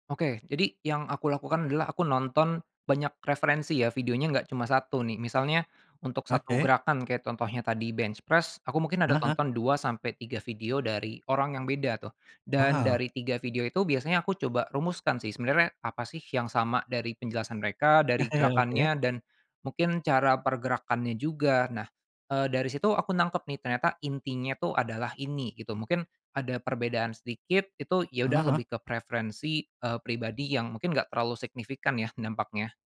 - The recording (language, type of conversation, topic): Indonesian, podcast, Pernah nggak belajar otodidak, ceritain dong?
- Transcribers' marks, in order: in English: "bench press"; other background noise; chuckle